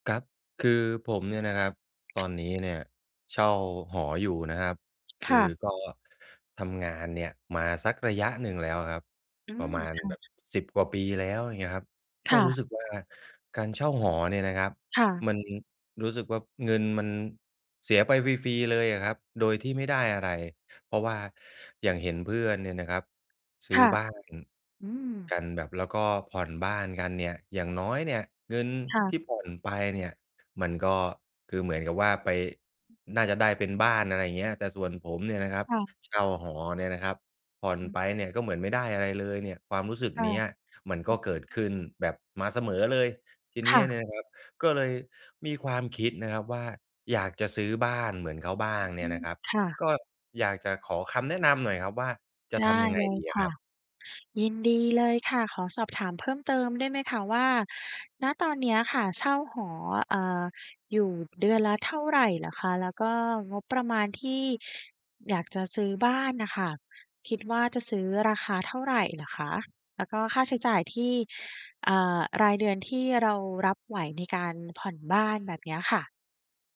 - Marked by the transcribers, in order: "ครับ" said as "กั๊บ"; other background noise; tapping
- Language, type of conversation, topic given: Thai, advice, ฉันควรตัดสินใจซื้อบ้านหรือเช่าต่อดี?